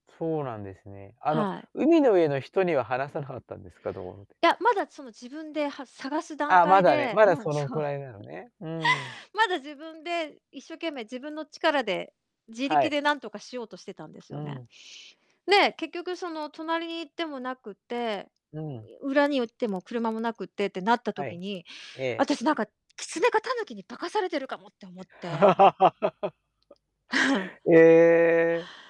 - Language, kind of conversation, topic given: Japanese, podcast, 道に迷ったときに、誰かに助けてもらった経験はありますか？
- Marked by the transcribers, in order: laughing while speaking: "そう"; laugh; chuckle; drawn out: "ええ"